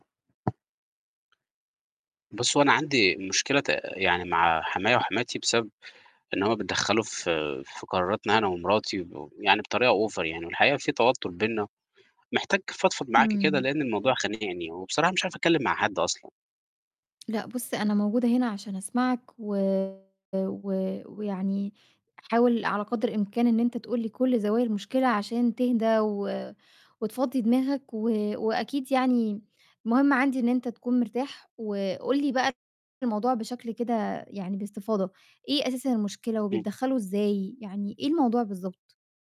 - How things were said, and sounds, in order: tapping; static; in English: "أوفر"; distorted speech
- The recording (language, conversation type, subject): Arabic, advice, إزاي أتعامل مع توتر مع أهل الزوج/الزوجة بسبب تدخلهم في اختيارات الأسرة؟